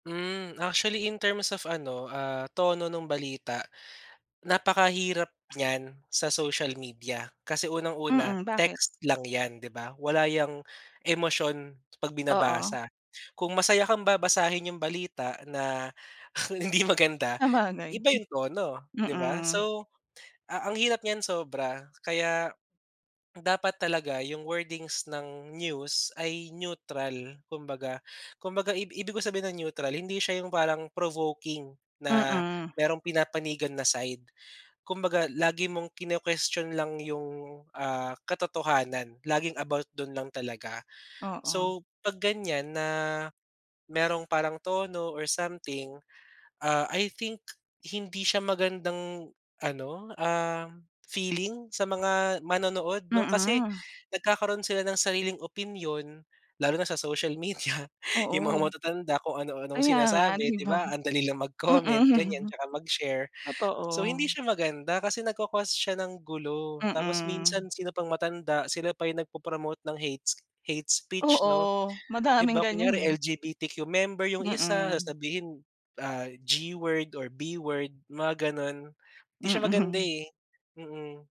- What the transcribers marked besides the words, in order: in English: "actually in terms of"; laughing while speaking: "hindi maganda"; laughing while speaking: "Sabagay"; in English: "provoking"; in English: "I think"; laughing while speaking: "media"; laughing while speaking: "Ang dali lang mag-comment"; laughing while speaking: "di ba? Mm"; laughing while speaking: "Mm"
- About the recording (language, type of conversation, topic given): Filipino, podcast, Paano mo sinusuri kung totoo ang isang balita sa social media?